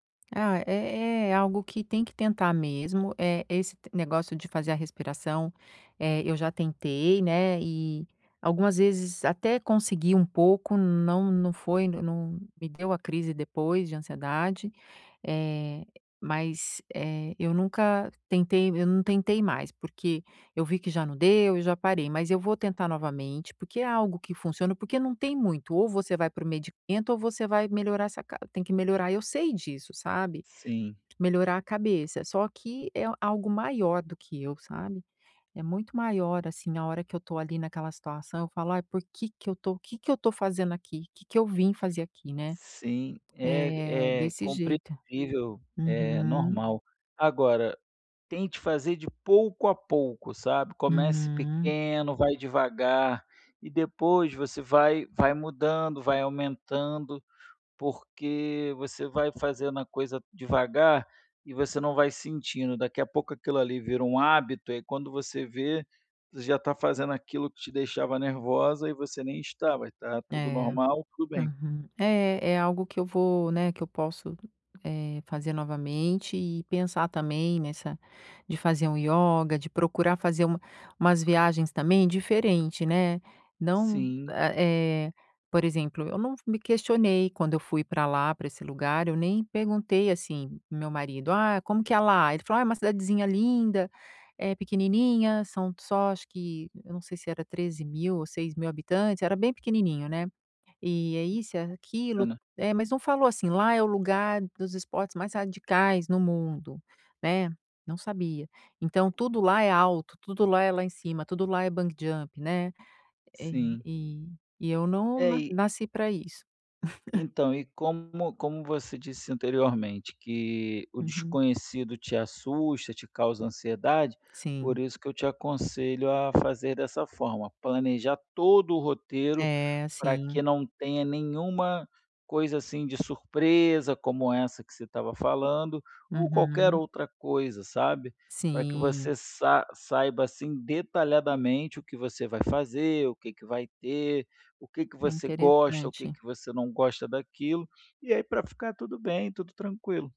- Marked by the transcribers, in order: tapping; other background noise; in English: "bungee jump"; chuckle
- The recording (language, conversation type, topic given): Portuguese, advice, Como posso lidar com a ansiedade ao explorar novos destinos?